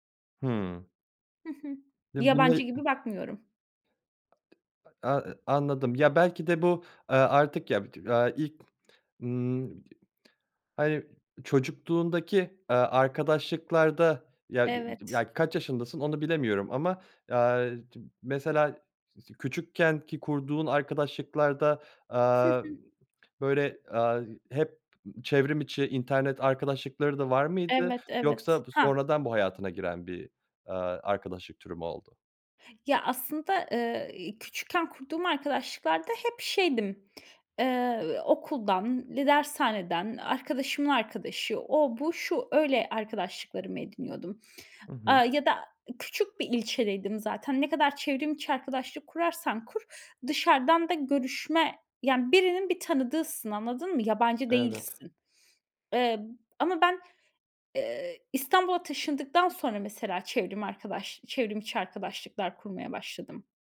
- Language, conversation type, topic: Turkish, podcast, Online arkadaşlıklar gerçek bir bağa nasıl dönüşebilir?
- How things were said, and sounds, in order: other background noise; other noise; unintelligible speech; unintelligible speech; chuckle